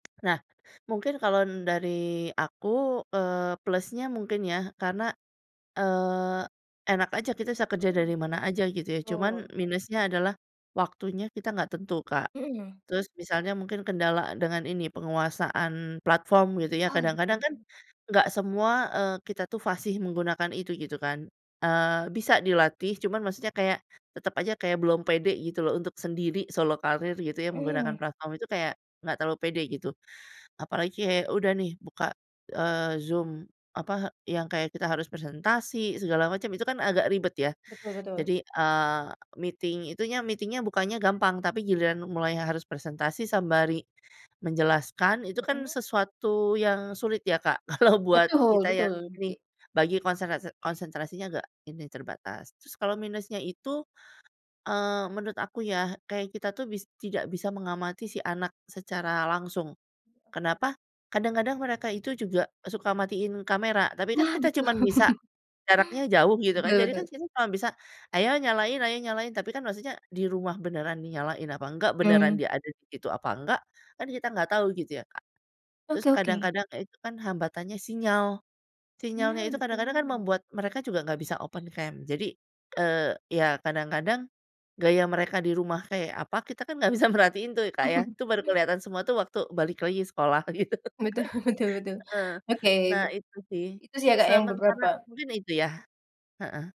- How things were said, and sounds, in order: tapping; in English: "meeting"; in English: "meeting-nya"; laughing while speaking: "Kalau"; laugh; bird; in English: "open cam"; laugh; laughing while speaking: "bisa merhatiin"; laughing while speaking: "Betul betul betul"; laughing while speaking: "gitu"; laugh
- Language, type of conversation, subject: Indonesian, podcast, Bagaimana pengalamanmu belajar daring dibandingkan dengan belajar tatap muka?